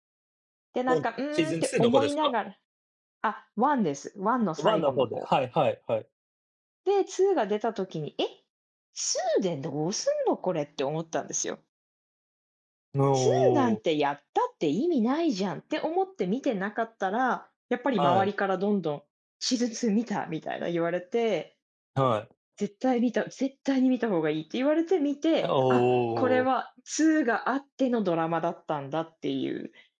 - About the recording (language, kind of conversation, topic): Japanese, unstructured, 今までに観た映画の中で、特に驚いた展開は何ですか？
- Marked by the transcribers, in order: none